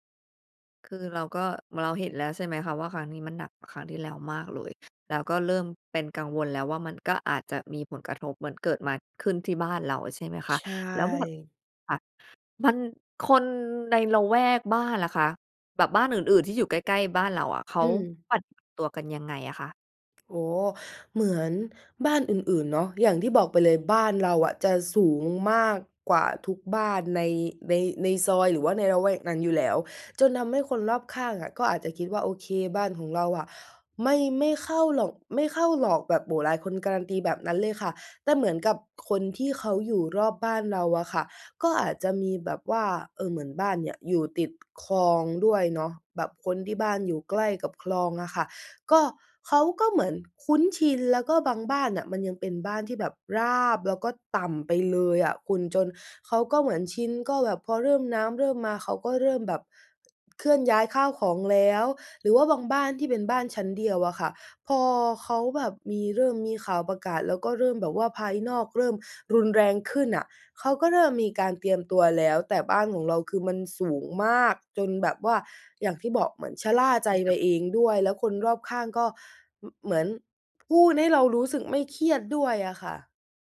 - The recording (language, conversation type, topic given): Thai, advice, ฉันควรจัดการเหตุการณ์ฉุกเฉินในครอบครัวอย่างไรเมื่อยังไม่แน่ใจและต้องรับมือกับความไม่แน่นอน?
- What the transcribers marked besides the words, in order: tapping; other background noise